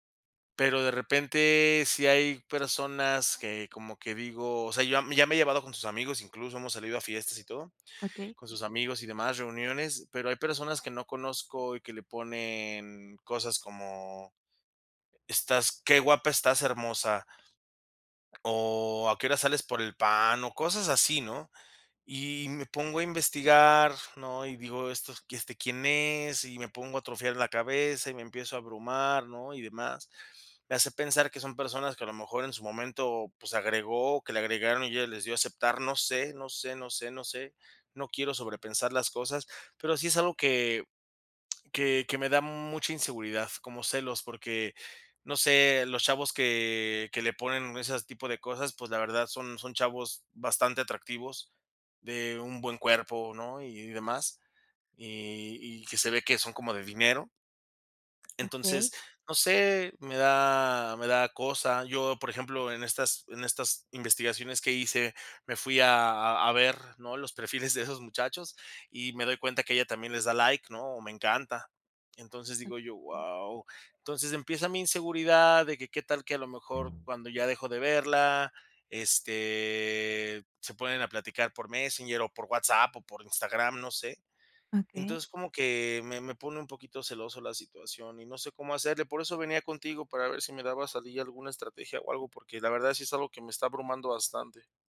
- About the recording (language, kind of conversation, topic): Spanish, advice, ¿Qué tipo de celos sientes por las interacciones en redes sociales?
- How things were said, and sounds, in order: other background noise; chuckle; drawn out: "este"